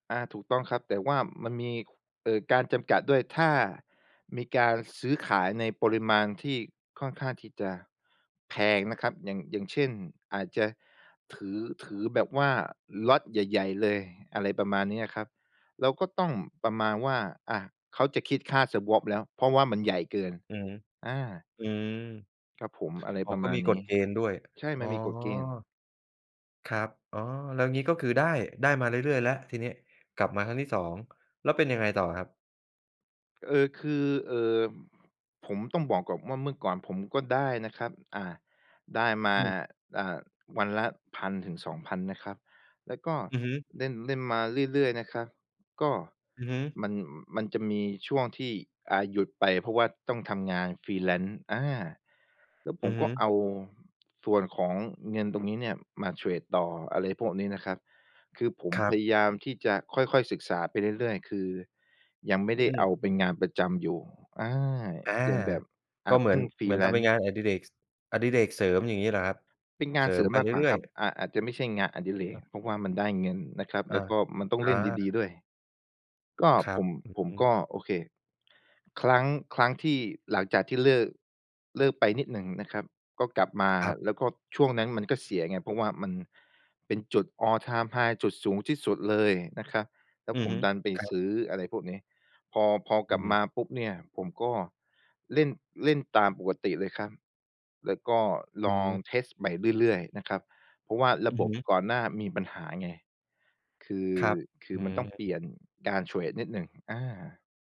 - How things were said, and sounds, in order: in English: "swap"; other background noise; in English: "freelance"; in English: "freelance"; in English: "All Time High"
- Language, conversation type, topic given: Thai, podcast, ทำยังไงถึงจะหาแรงจูงใจได้เมื่อรู้สึกท้อ?